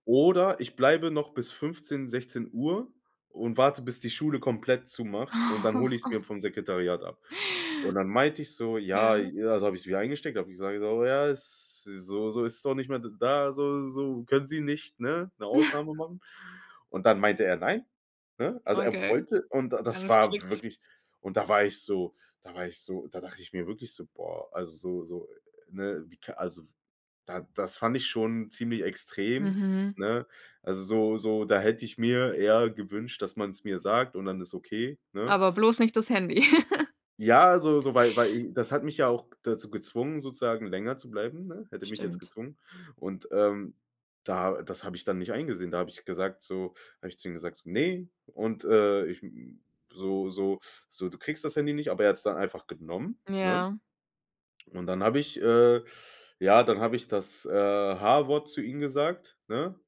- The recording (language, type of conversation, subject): German, podcast, Was war deine prägendste Begegnung mit einem Lehrer oder Mentor?
- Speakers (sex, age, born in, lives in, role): female, 65-69, Turkey, Germany, host; male, 25-29, Germany, Germany, guest
- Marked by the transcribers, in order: giggle; put-on voice: "Ja, es so so, ist … 'ne Ausnahme machen?"; giggle; giggle